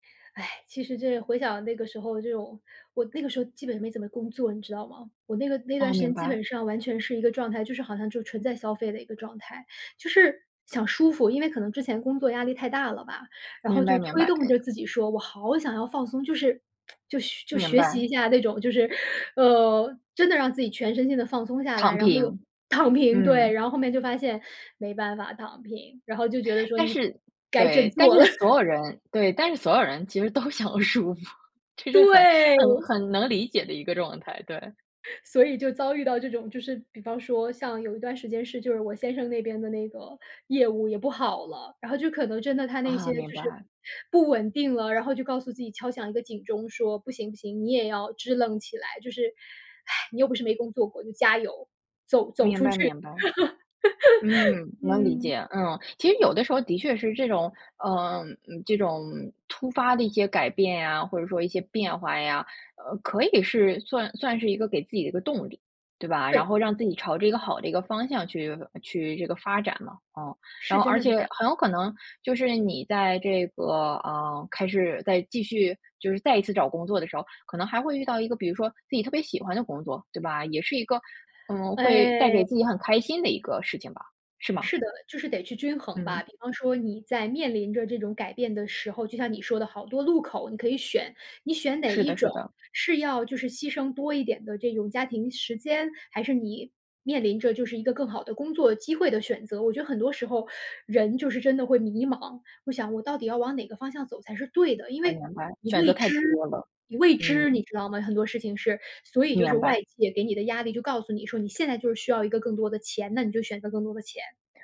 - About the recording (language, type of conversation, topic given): Chinese, podcast, 什么事情会让你觉得自己必须改变？
- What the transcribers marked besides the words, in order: tsk; inhale; put-on voice: "没办法躺平"; laughing while speaking: "了"; chuckle; laughing while speaking: "都想舒服，这是很，很 很能理解的一个状态，对"; joyful: "对！"; other background noise; chuckle; sigh; laugh; sad: "哎"; inhale